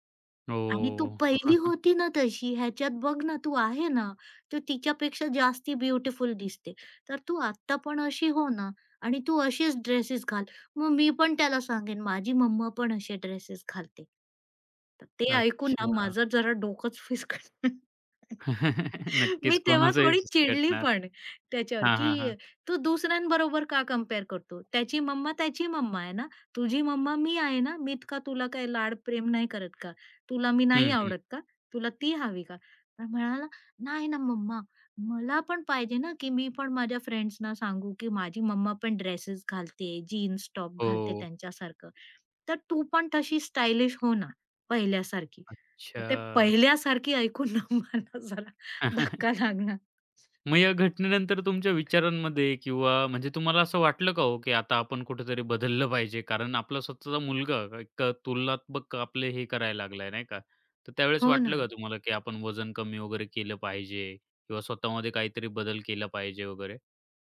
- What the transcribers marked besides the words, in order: other noise; chuckle; in English: "ब्युटीफुल"; laughing while speaking: "फिस्कटलं"; chuckle; laugh; tapping; in English: "टॉप"; laughing while speaking: "ना मला जरा धक्का लागला"; laugh
- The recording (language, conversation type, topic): Marathi, podcast, तुमच्या मुलांबरोबर किंवा कुटुंबासोबत घडलेला असा कोणता क्षण आहे, ज्यामुळे तुम्ही बदललात?